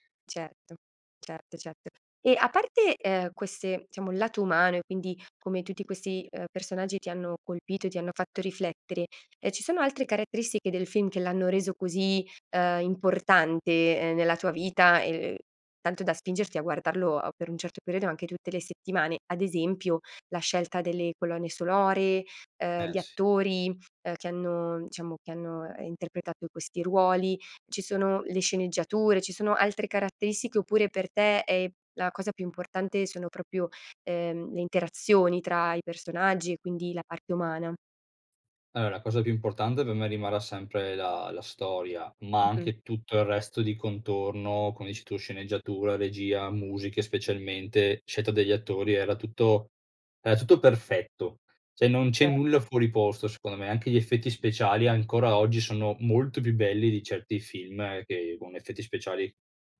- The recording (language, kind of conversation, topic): Italian, podcast, Raccontami del film che ti ha cambiato la vita
- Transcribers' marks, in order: "diciamo" said as "ciamo"; "diciamo" said as "ciamo"; "proprio" said as "propio"; "Allora" said as "arora"; "per" said as "pe"; "era" said as "ea"; tapping; "cioè" said as "ceh"